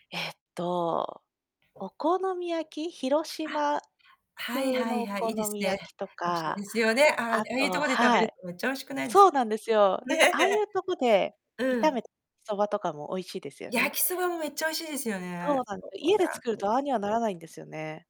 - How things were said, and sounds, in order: tapping; laughing while speaking: "ね"
- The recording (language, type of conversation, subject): Japanese, unstructured, 休日は普段どのように過ごすことが多いですか？